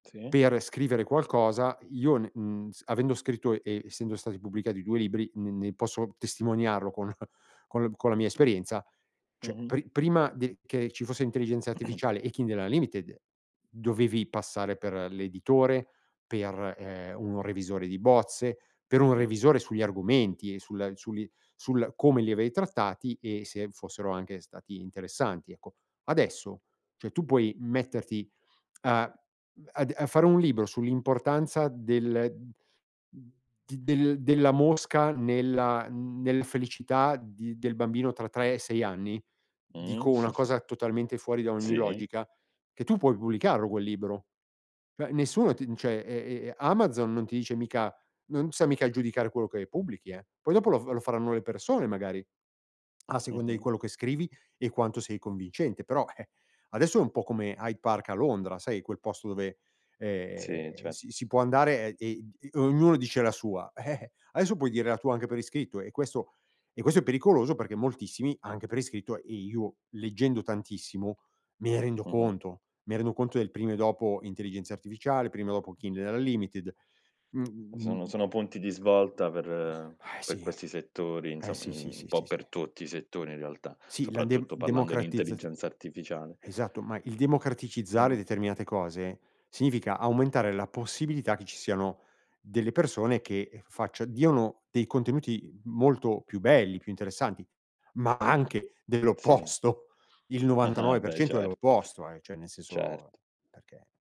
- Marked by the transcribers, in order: chuckle; "cioè" said as "ceh"; throat clearing; unintelligible speech; tongue click; chuckle; chuckle; tongue click; sigh; "cioè" said as "ceh"
- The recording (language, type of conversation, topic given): Italian, podcast, Che cosa consiglieresti a chi vuole imparare un argomento da zero?